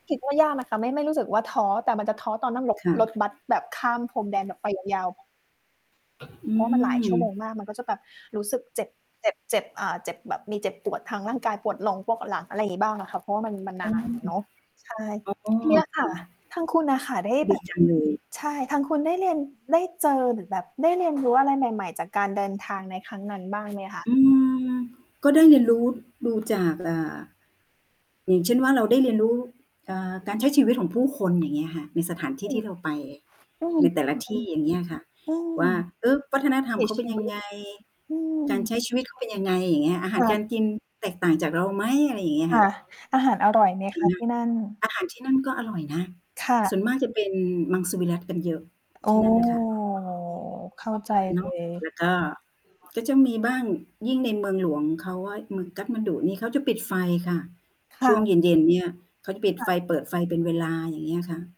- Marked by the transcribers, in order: mechanical hum; stressed: "ท้อ"; static; tapping; distorted speech; lip smack; other background noise; drawn out: "อ๋อ"; background speech
- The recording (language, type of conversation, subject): Thai, unstructured, ประสบการณ์การเดินทางครั้งไหนที่ทำให้คุณประทับใจมากที่สุด?